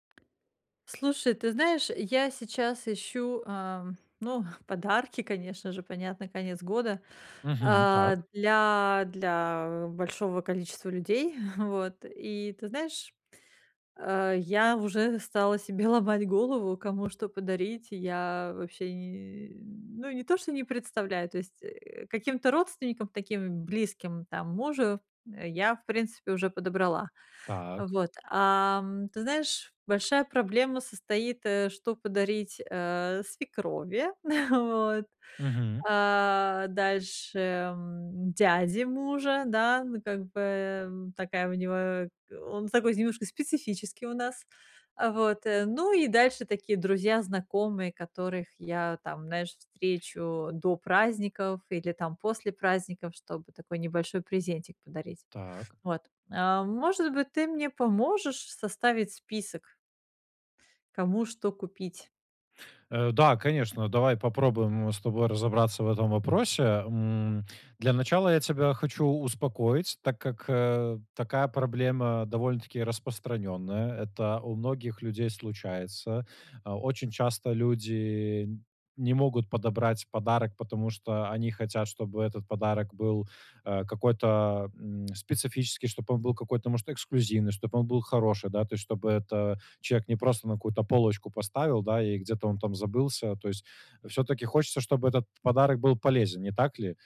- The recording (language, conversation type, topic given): Russian, advice, Как выбрать подходящий подарок для людей разных типов?
- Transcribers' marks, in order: tapping; chuckle; chuckle; other background noise; chuckle